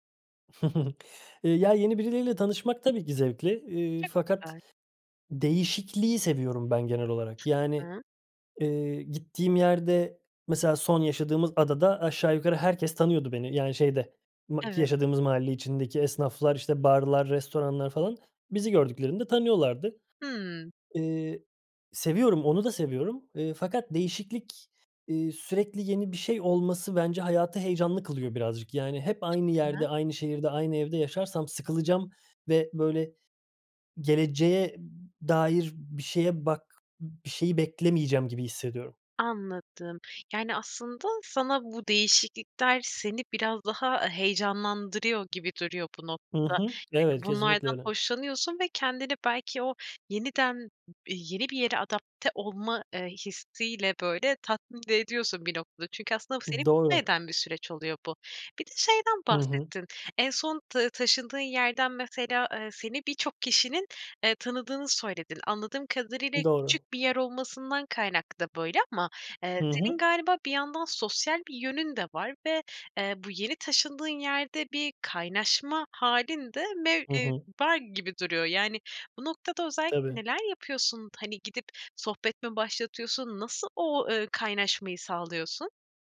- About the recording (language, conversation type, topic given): Turkish, podcast, Yeni bir semte taşınan biri, yeni komşularıyla ve mahalleyle en iyi nasıl kaynaşır?
- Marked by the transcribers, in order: giggle; other background noise; unintelligible speech; unintelligible speech